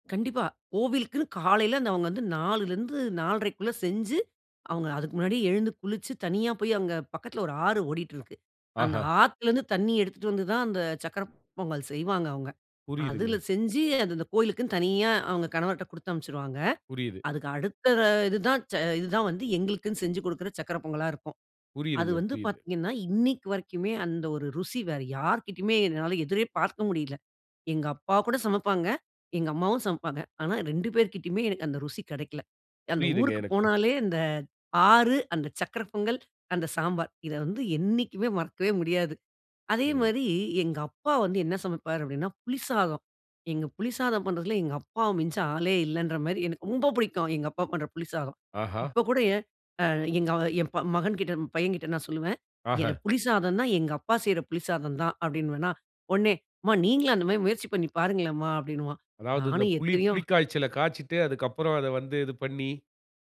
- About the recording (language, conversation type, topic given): Tamil, podcast, உங்களுக்கு உடனே நினைவுக்கு வரும் குடும்பச் சமையல் குறிப்புடன் தொடர்பான ஒரு கதையை சொல்ல முடியுமா?
- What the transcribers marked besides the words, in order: none